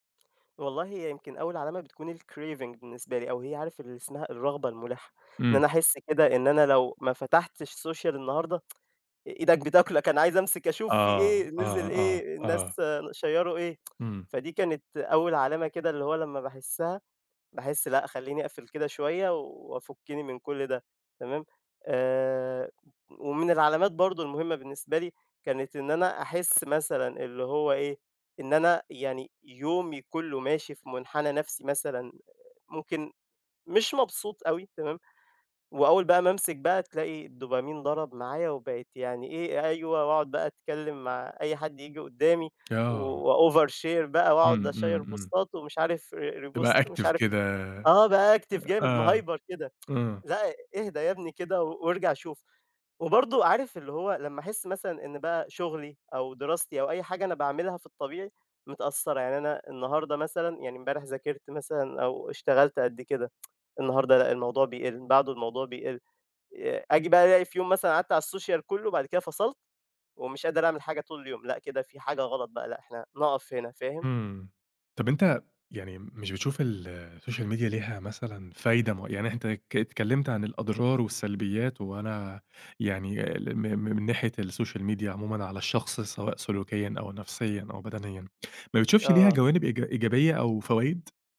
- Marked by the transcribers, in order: in English: "الcraving"; in English: "سوشيال"; tsk; in English: "شيّروا"; tsk; in English: "وover share"; in English: "أشيّر بوستات"; in English: "re repost"; in English: "بactive"; tsk; in English: "active"; tsk; in English: "السوشال"; in English: "السوشيال ميديا"; in English: "السوشيال ميديا"
- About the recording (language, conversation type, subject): Arabic, podcast, إزاي تعرف إن السوشيال ميديا بتأثر على مزاجك؟